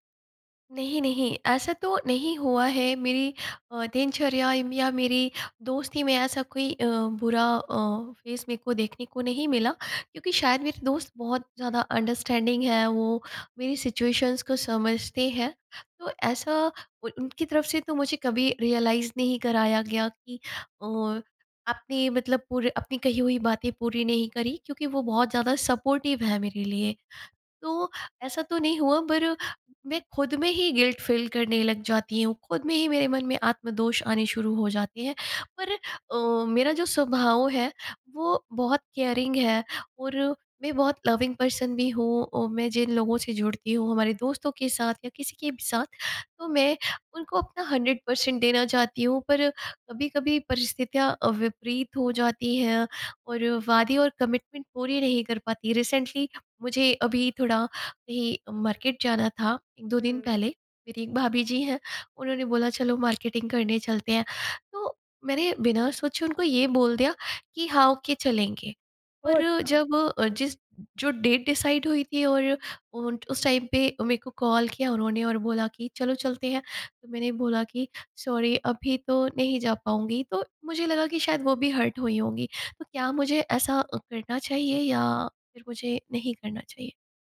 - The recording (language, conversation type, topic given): Hindi, advice, जब आप अपने वादे पूरे नहीं कर पाते, तो क्या आपको आत्म-दोष महसूस होता है?
- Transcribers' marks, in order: in English: "फ़ेस"; in English: "अंडरस्टैंडिंग"; in English: "सिचुएशंस"; in English: "रियलाइज़"; in English: "सपोर्टिव"; in English: "गिल्ट फील"; in English: "केयरिंग"; in English: "लविंग पर्सन"; in English: "हंड्रेड पर्सेंट"; in English: "कमिटमेंट"; in English: "रिसेंटली"; in English: "मार्केट"; in English: "मार्केटिंग"; in English: "ओके"; in English: "डेट डिसाइड"; in English: "टाइम"; in English: "सॉरी"; in English: "हर्ट"